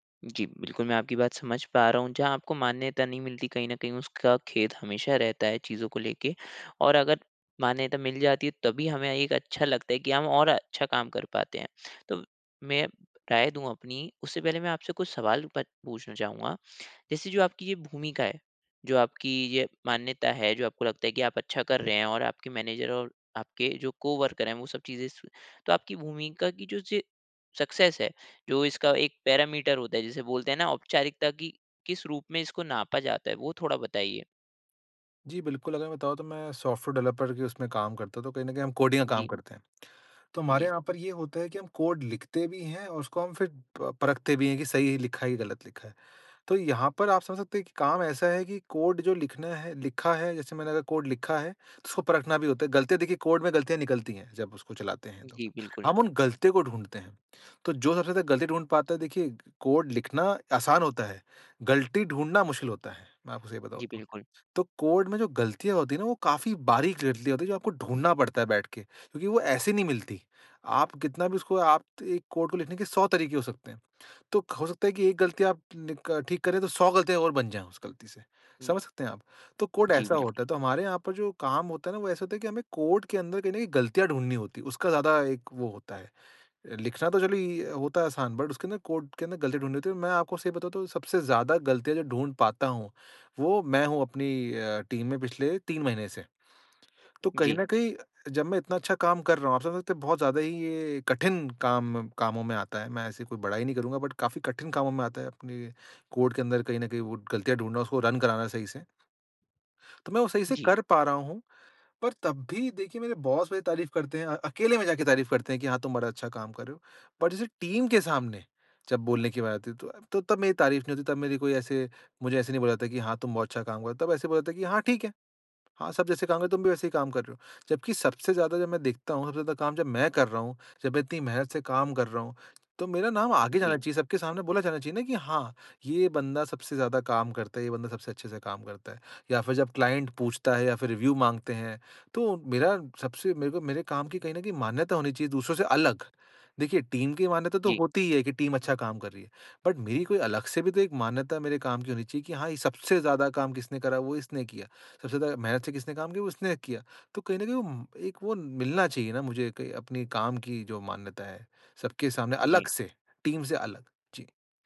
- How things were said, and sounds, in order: in English: "मैनेजर"; in English: "को-वर्कर"; in English: "सक्सेस"; in English: "पैरामीटर"; in English: "सॉफ्टवेयर डेवलपर"; in English: "बट"; in English: "टीम"; in English: "बट"; in English: "बॉस"; in English: "टीम"; in English: "क्लाइंट"; in English: "रिव्यू"; in English: "टीम"; in English: "टीम"; in English: "बट"; in English: "टीम"
- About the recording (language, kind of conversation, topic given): Hindi, advice, मैं अपने योगदान की मान्यता कैसे सुनिश्चित कर सकता/सकती हूँ?